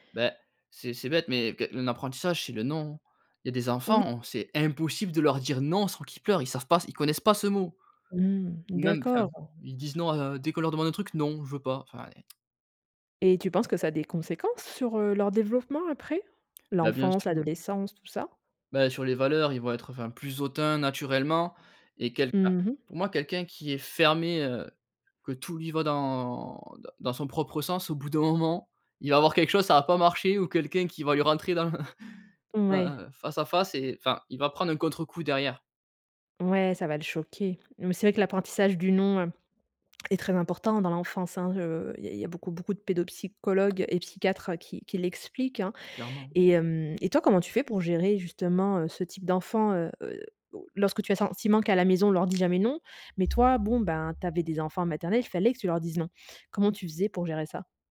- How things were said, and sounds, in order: tapping; stressed: "fermé"; other background noise
- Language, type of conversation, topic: French, podcast, Comment la notion d’autorité parentale a-t-elle évolué ?